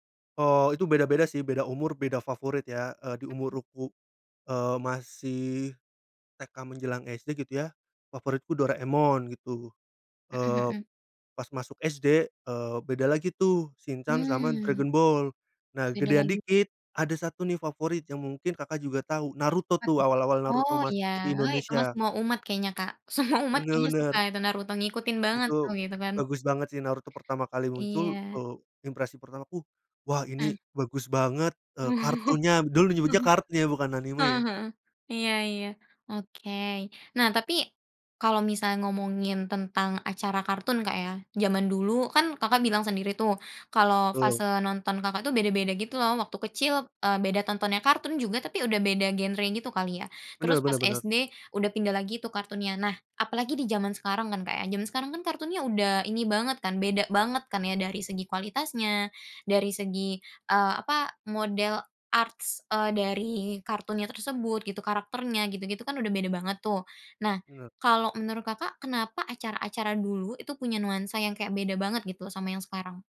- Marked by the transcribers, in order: laughing while speaking: "semua umat"; laugh; in English: "arts"
- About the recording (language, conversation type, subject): Indonesian, podcast, Acara TV masa kecil apa yang paling kamu rindukan?